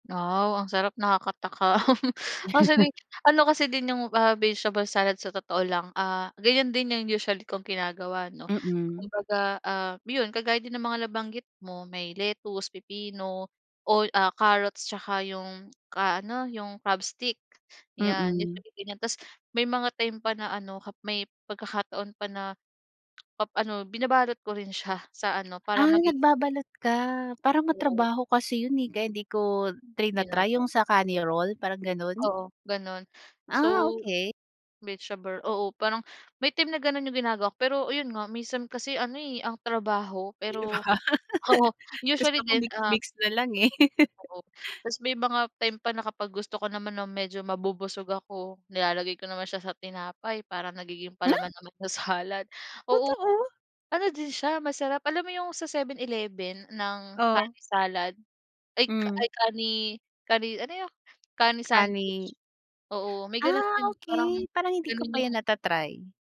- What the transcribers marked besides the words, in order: laughing while speaking: "nakakatakam"; laugh; tapping; tongue click; laughing while speaking: "'Di ba"; laugh; laughing while speaking: "sa salad"
- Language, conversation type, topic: Filipino, podcast, Ano ang paborito mong pagkaing pampalubag-loob, at bakit ito nakakapawi ng lungkot?